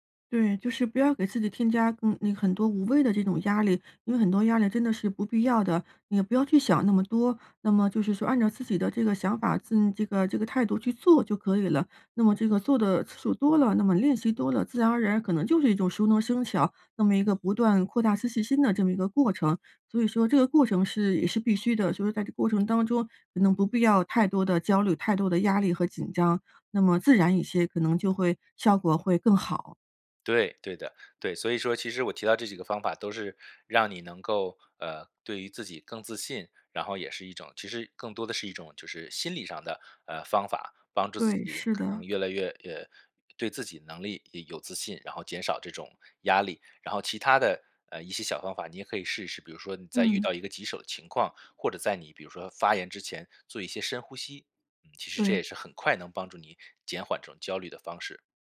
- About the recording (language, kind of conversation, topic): Chinese, advice, 如何才能更好地应对并缓解我在工作中难以控制的压力和焦虑？
- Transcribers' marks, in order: stressed: "做"